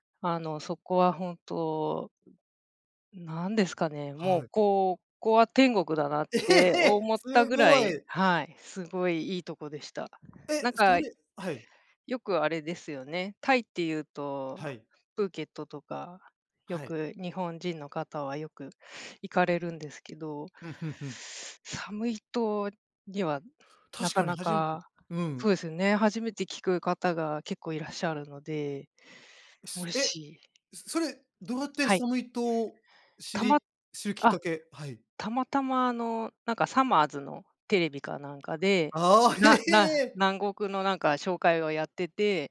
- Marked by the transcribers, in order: laughing while speaking: "ええ"; tapping; other background noise
- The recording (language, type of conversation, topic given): Japanese, unstructured, 旅先でいちばん感動した景色はどんなものでしたか？